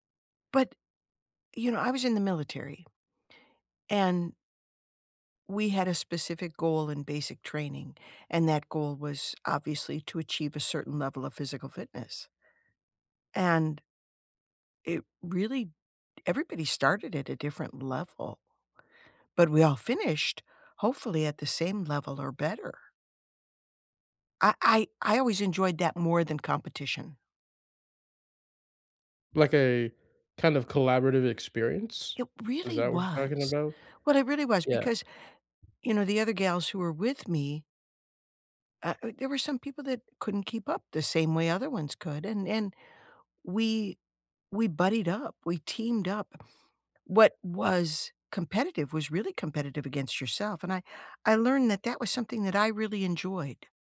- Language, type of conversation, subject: English, unstructured, What do you think about competitive sports focusing too much on winning?
- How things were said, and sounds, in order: tapping; other background noise